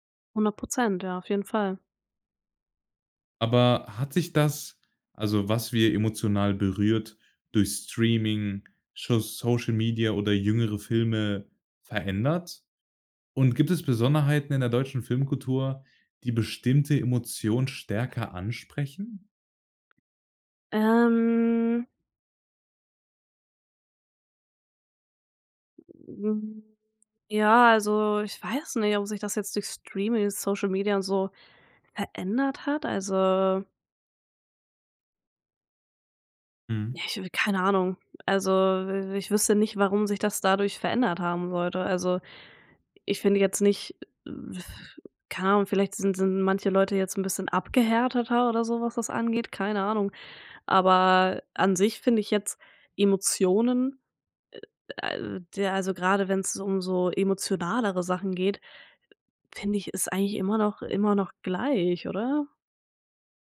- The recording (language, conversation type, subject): German, podcast, Was macht einen Film wirklich emotional?
- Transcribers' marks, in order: drawn out: "Ähm"; drawn out: "Also"